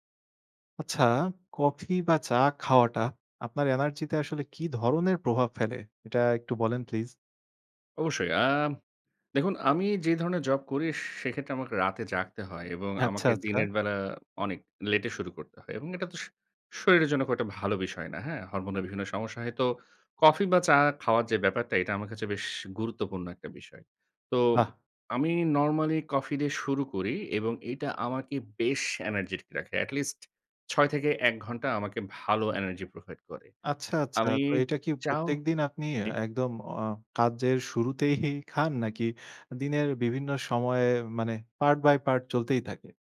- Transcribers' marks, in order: laughing while speaking: "শুরুতেই"
- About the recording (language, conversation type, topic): Bengali, podcast, কফি বা চা খাওয়া আপনার এনার্জিতে কী প্রভাব ফেলে?